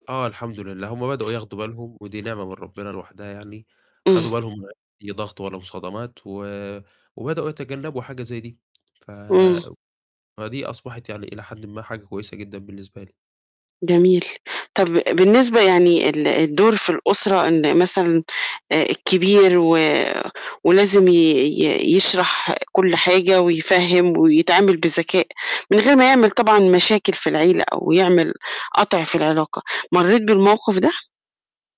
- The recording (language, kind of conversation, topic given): Arabic, podcast, إيه دور الصحبة والعيلة في تطوّرك؟
- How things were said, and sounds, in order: other background noise; tapping